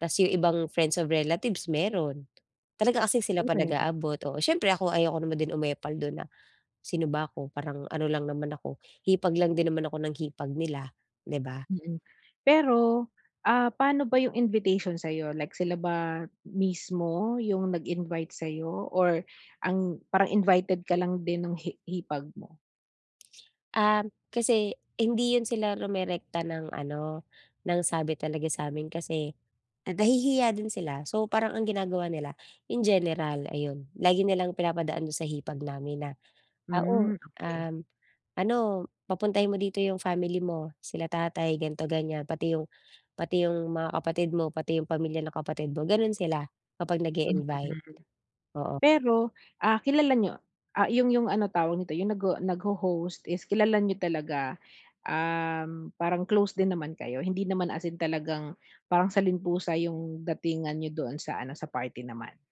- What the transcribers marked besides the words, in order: other background noise
- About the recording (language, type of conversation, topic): Filipino, advice, Bakit lagi akong pakiramdam na hindi ako kabilang kapag nasa mga salu-salo?
- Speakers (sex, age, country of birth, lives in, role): female, 35-39, Philippines, Philippines, user; female, 40-44, Philippines, Philippines, advisor